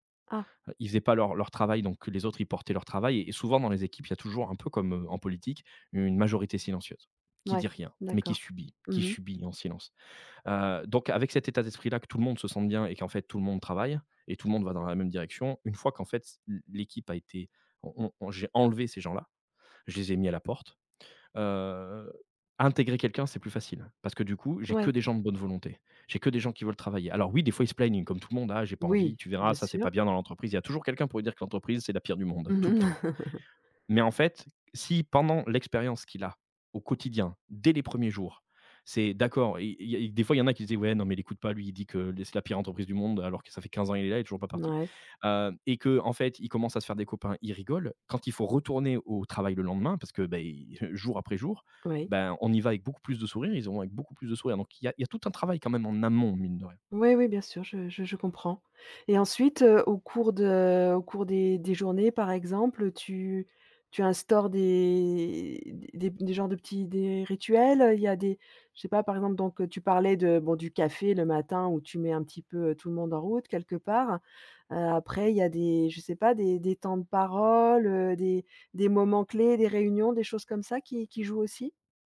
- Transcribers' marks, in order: chuckle; drawn out: "des"
- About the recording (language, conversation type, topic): French, podcast, Comment, selon toi, construit-on la confiance entre collègues ?